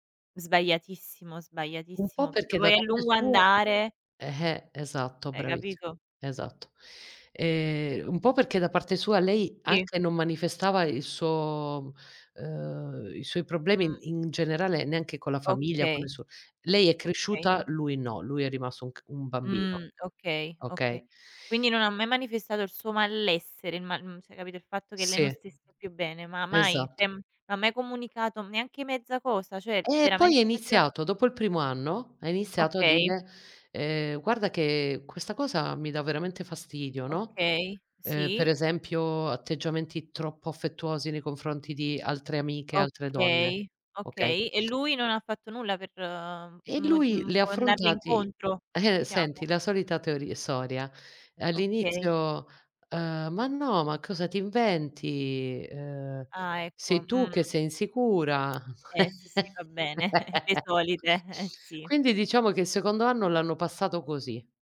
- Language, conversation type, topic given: Italian, unstructured, Cosa ti fa capire che è arrivato il momento di lasciare una relazione?
- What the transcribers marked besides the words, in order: other noise; "cioè" said as "ceh"; "cioè" said as "ceh"; tapping; chuckle; "storia" said as "soria"; chuckle